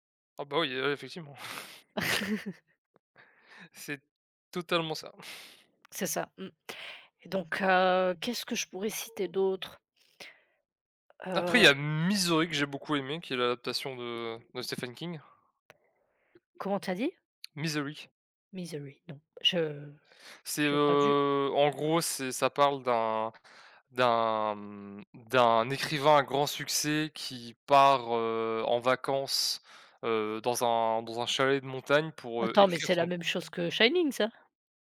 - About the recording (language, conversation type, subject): French, unstructured, Préférez-vous les films d’horreur ou les films de science-fiction ?
- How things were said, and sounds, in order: chuckle; tapping; other noise; other background noise